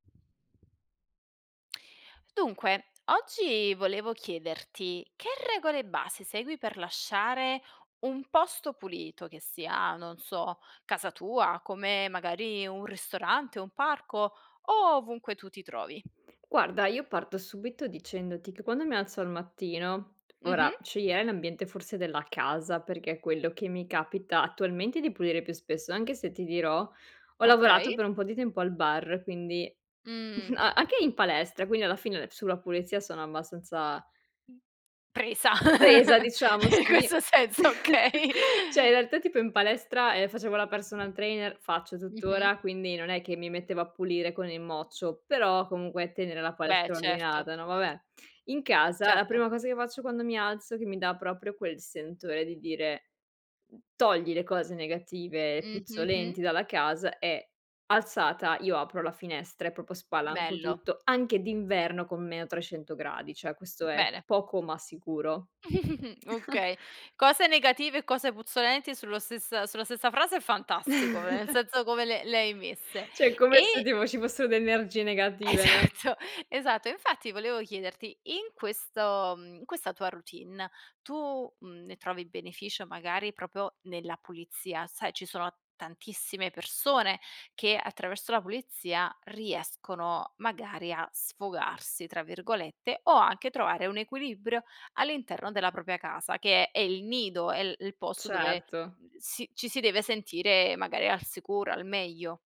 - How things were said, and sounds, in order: other background noise; chuckle; laughing while speaking: "Presa in questo senso, okay"; laugh; other noise; chuckle; "Cioè" said as "ceh"; tapping; "proprio" said as "popo"; "cioè" said as "ceh"; chuckle; chuckle; "Cioè" said as "ceh"; laughing while speaking: "esatto"; "proprio" said as "propro"
- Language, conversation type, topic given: Italian, podcast, Quali regole di base segui per lasciare un posto pulito?